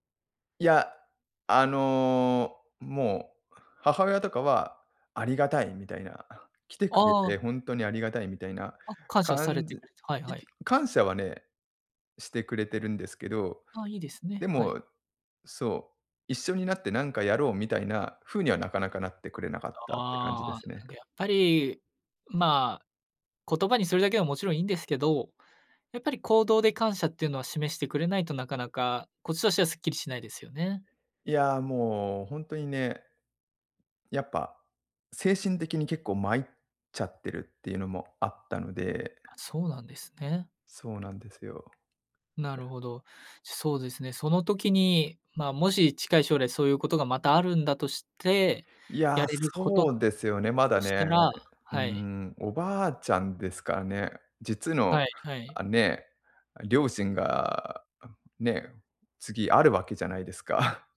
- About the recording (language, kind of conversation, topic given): Japanese, advice, 介護の負担を誰が担うかで家族が揉めている
- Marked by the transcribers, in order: none